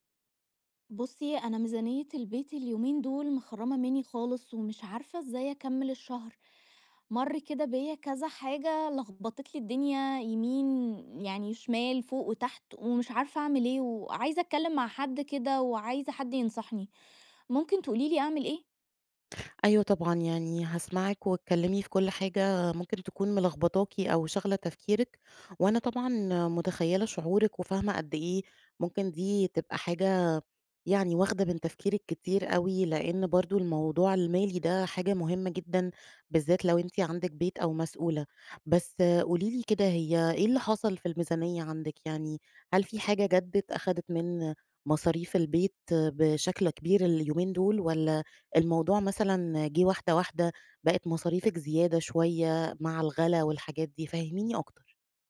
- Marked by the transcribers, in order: none
- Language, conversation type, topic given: Arabic, advice, إزاي أتعامل مع تقلبات مالية مفاجئة أو ضيقة في ميزانية البيت؟